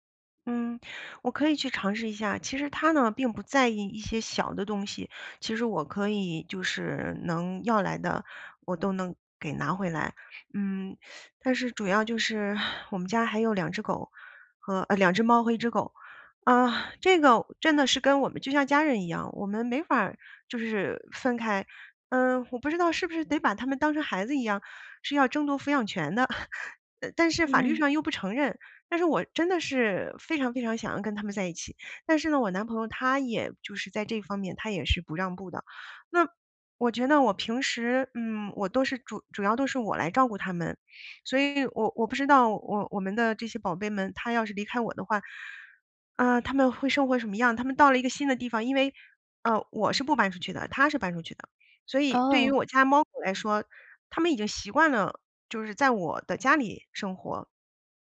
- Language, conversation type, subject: Chinese, advice, 分手后共同财产或宠物的归属与安排发生纠纷，该怎么办？
- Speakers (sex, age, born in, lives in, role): female, 25-29, China, United States, advisor; female, 40-44, China, United States, user
- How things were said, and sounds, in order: chuckle; tapping